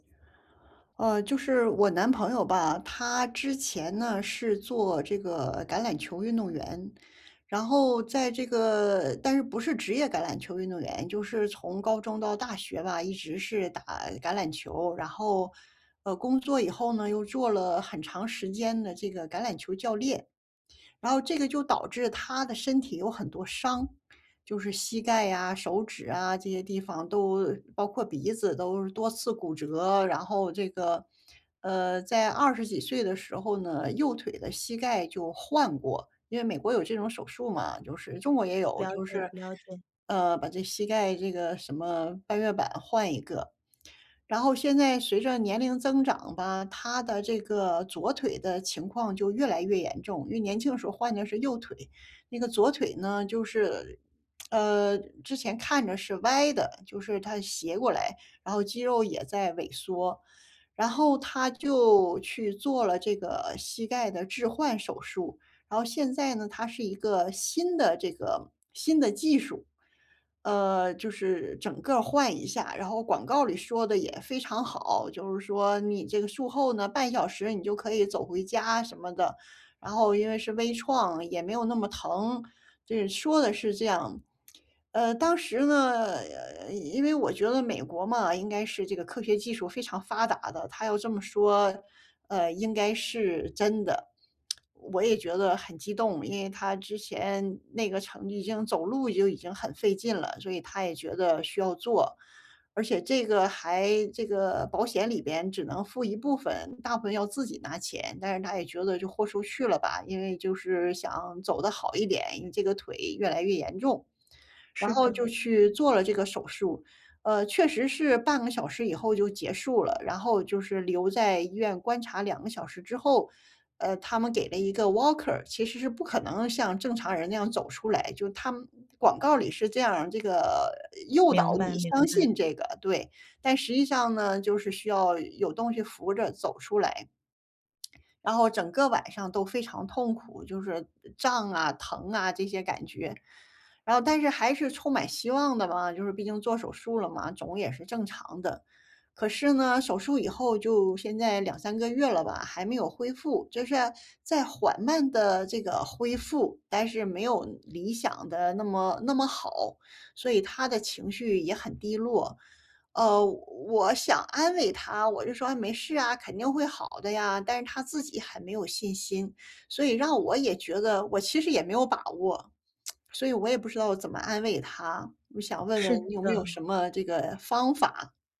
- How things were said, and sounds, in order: lip smack; other noise; lip smack; other background noise; in English: "walker"; lip smack; lip smack
- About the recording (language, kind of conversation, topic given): Chinese, advice, 我该如何陪伴伴侣走出低落情绪？